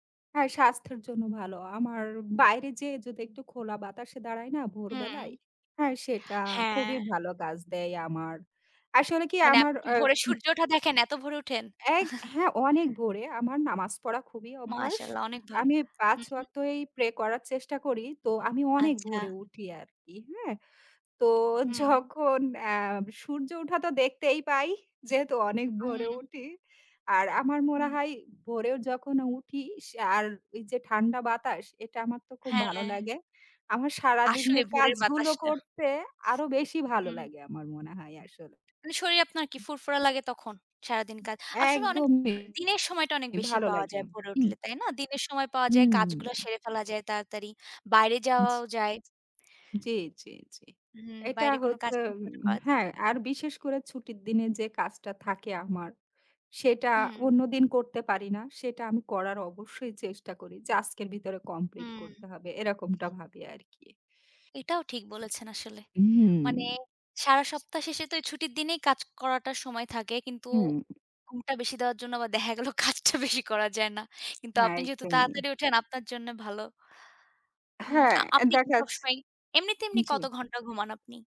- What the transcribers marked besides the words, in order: chuckle; tapping; laughing while speaking: "ঝখন"; "যখন" said as "ঝখন"; laughing while speaking: "ভোরে উঠি"; other background noise; other noise; laughing while speaking: "কাজটা বেশি করা যায় না"
- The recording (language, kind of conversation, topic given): Bengali, unstructured, ছুটির দিনে দেরি করে ঘুমানো আর ভোরে উঠে দিন শুরু করার মধ্যে কোনটি আপনার কাছে বেশি আরামদায়ক মনে হয়?